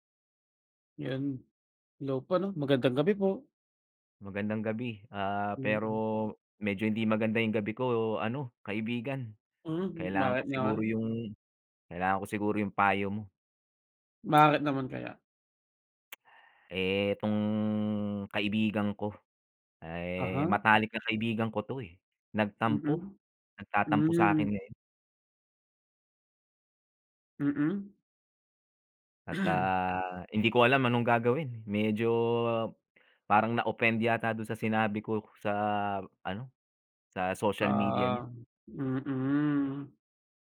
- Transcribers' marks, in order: tsk; cough
- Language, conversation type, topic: Filipino, unstructured, Paano mo nilulutas ang mga tampuhan ninyo ng kaibigan mo?